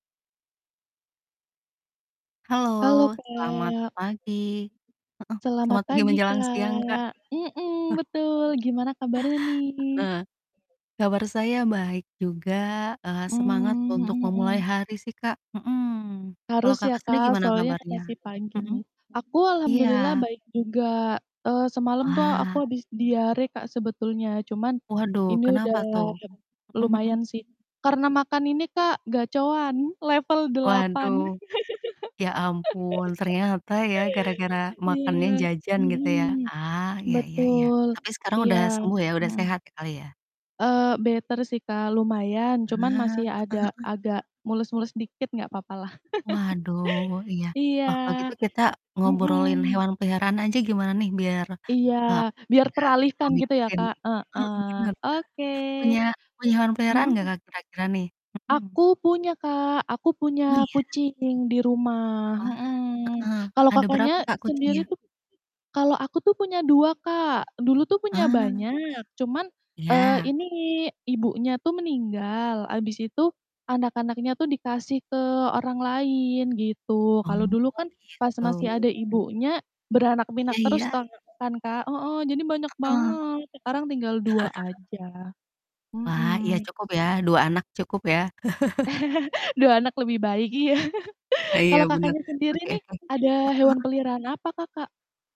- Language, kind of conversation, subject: Indonesian, unstructured, Apa kegiatan favoritmu bersama hewan peliharaanmu?
- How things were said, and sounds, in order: background speech; chuckle; static; laugh; in English: "better"; laugh; other background noise; distorted speech; chuckle; chuckle; laugh; laughing while speaking: "iya"; chuckle